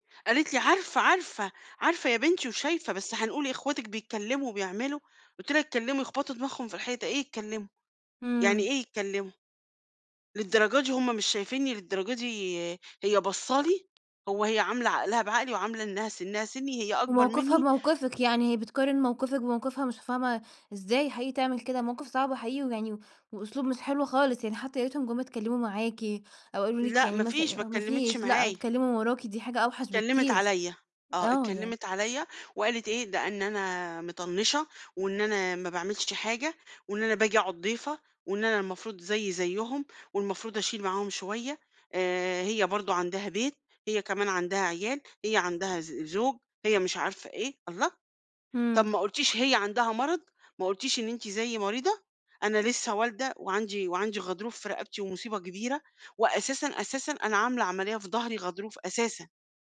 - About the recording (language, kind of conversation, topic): Arabic, advice, إزاي أوازن بين رعاية حد من أهلي وحياتي الشخصية؟
- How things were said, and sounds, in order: tapping